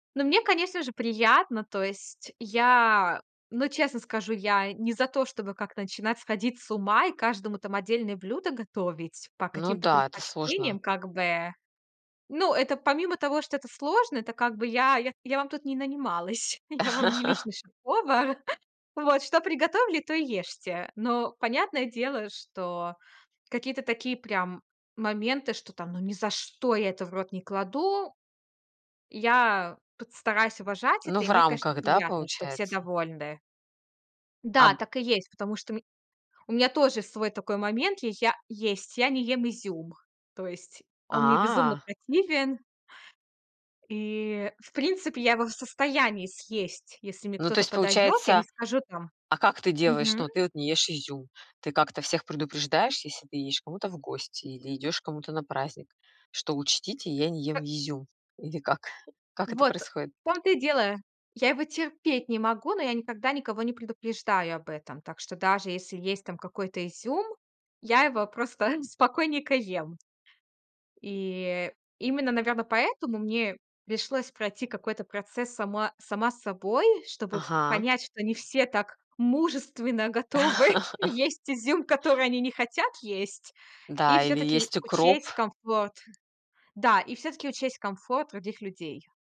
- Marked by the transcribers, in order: chuckle; laughing while speaking: "Я вам"; other noise; drawn out: "А"; tapping; chuckle; other background noise; chuckle
- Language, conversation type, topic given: Russian, podcast, Как приготовить блюдо так, чтобы гости чувствовали себя как дома?